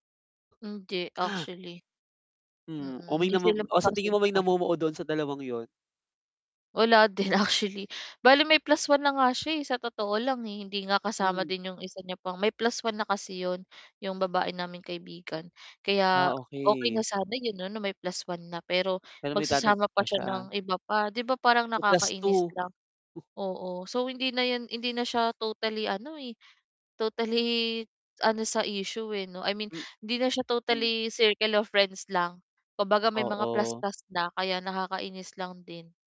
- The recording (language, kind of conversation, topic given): Filipino, advice, Paano ko mas mauunawaan at matutukoy ang tamang tawag sa mga damdaming nararamdaman ko?
- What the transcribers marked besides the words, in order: distorted speech; tapping; other background noise